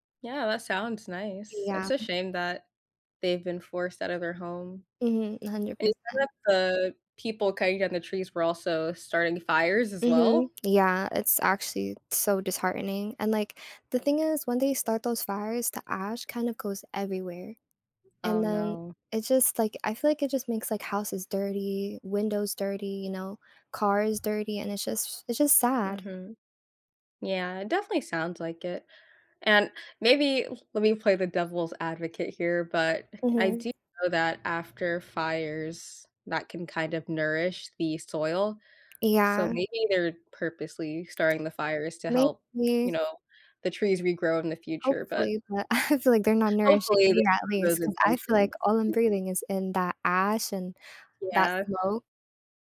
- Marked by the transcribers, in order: unintelligible speech; other background noise; chuckle; tapping; laughing while speaking: "I"; chuckle
- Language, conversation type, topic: English, unstructured, What can I do to protect the environment where I live?